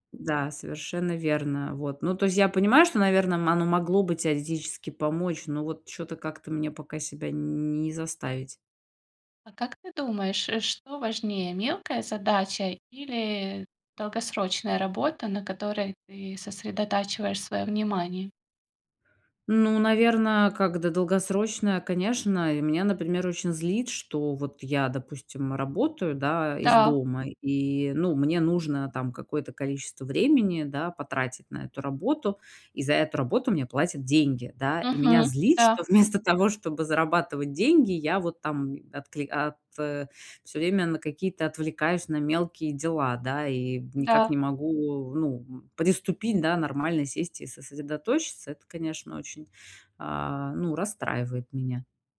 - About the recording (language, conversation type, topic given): Russian, advice, Как перестать терять время на множество мелких дел и успевать больше?
- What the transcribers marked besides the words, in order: none